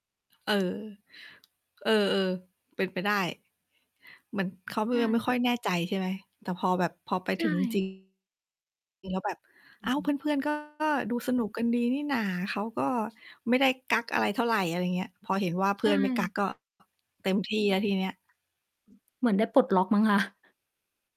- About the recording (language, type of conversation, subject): Thai, unstructured, คุณเคยไปร้องคาราโอเกะไหม และมักจะเลือกเพลงอะไรไปร้อง?
- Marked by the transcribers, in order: static; tapping; distorted speech; mechanical hum; chuckle